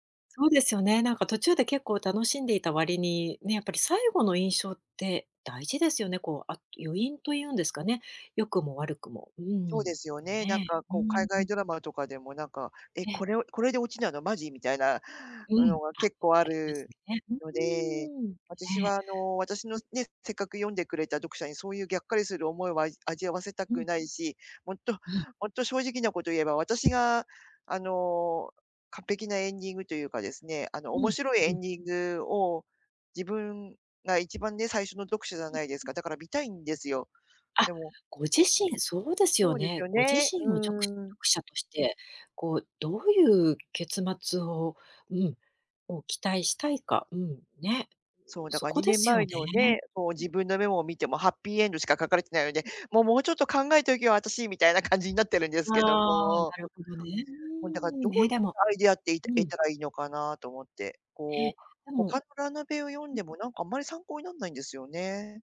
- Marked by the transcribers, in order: other background noise; laughing while speaking: "感じになってるん"; unintelligible speech
- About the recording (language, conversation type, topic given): Japanese, advice, アイデアがまったく浮かばず手が止まっている
- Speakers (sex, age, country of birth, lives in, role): female, 50-54, Japan, France, advisor; female, 50-54, Japan, Japan, user